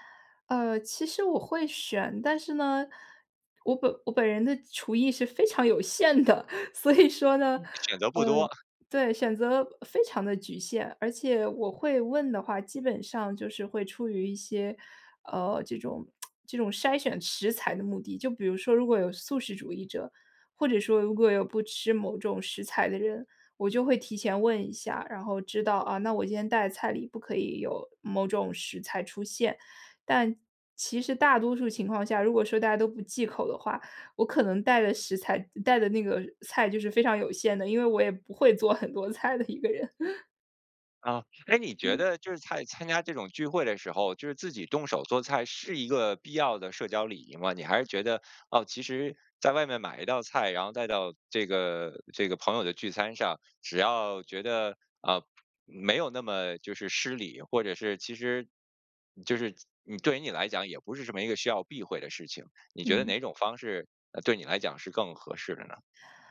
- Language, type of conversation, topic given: Chinese, podcast, 你去朋友聚会时最喜欢带哪道菜？
- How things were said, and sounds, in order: laughing while speaking: "限的。所以"; other noise; lip smack; laughing while speaking: "不会做很多菜的一个人"; "在" said as "菜"